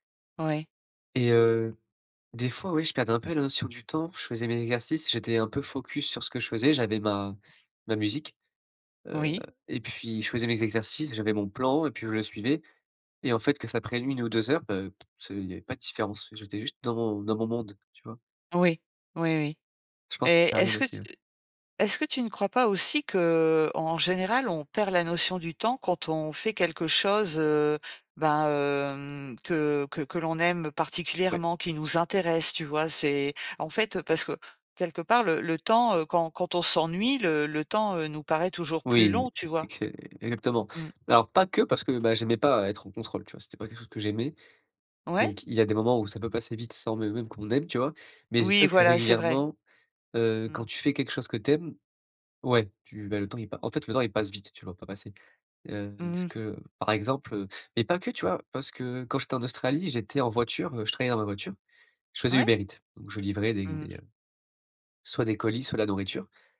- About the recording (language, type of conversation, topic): French, podcast, Raconte une séance où tu as complètement perdu la notion du temps ?
- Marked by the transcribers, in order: other background noise